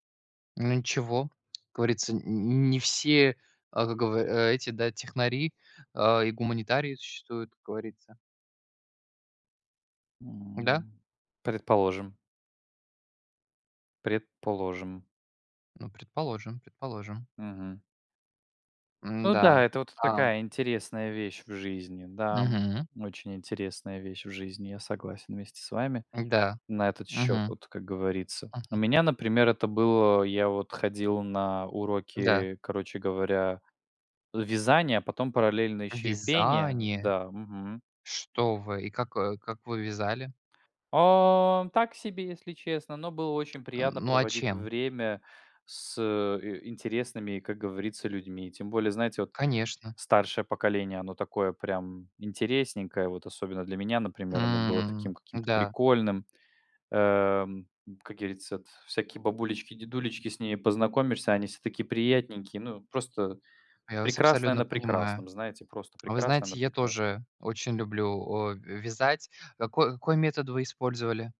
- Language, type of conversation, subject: Russian, unstructured, Как хобби помогает заводить новых друзей?
- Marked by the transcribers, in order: tapping